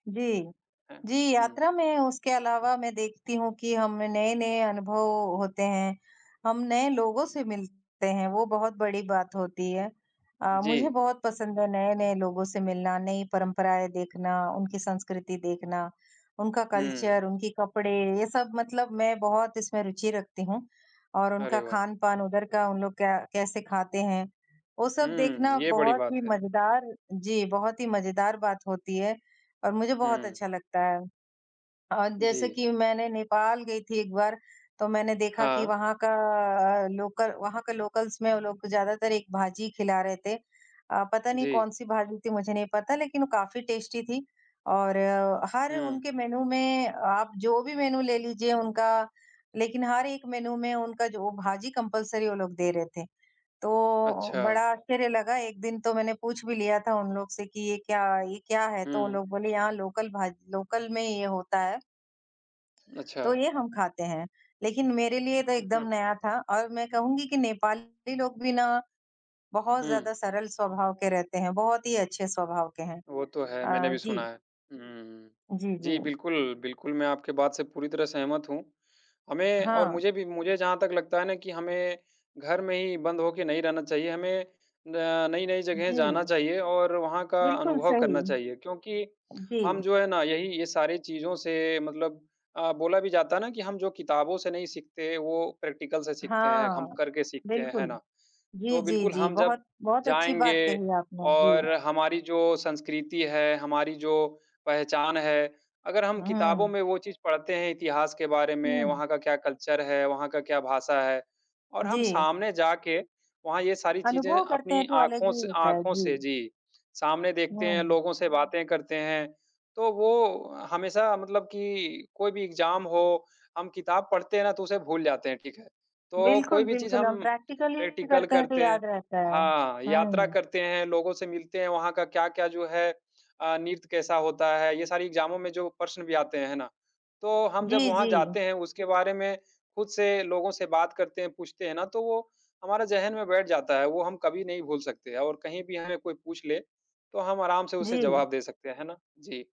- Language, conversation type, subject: Hindi, unstructured, क्या यात्रा आपके नजरिए को बदलती है, और कैसे?
- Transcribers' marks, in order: in English: "कल्चर"; tapping; in English: "लोकल"; in English: "लोकल्स"; in English: "टेस्टी"; in English: "मेनू"; in English: "मेनू"; in English: "मेनू"; in English: "कंपल्सरी"; other background noise; in English: "लोकल"; in English: "प्रैक्टिकल"; in English: "कल्चर"; in English: "एग्ज़ाम"; in English: "प्रैक्टिकल"; in English: "प्रैक्टिकली"; in English: "एग्ज़ामों"